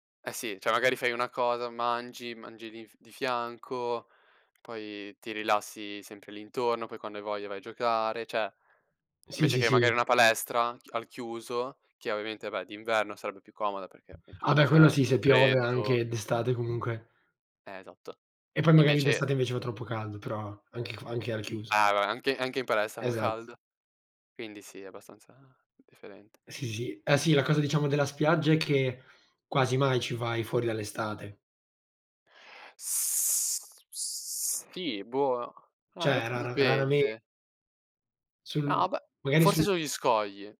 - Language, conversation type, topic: Italian, unstructured, Qual è il posto che ti ha fatto sentire più felice?
- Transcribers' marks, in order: "cioè" said as "ceh"; tapping; "vabbè" said as "vaè"; other background noise; drawn out: "S sì"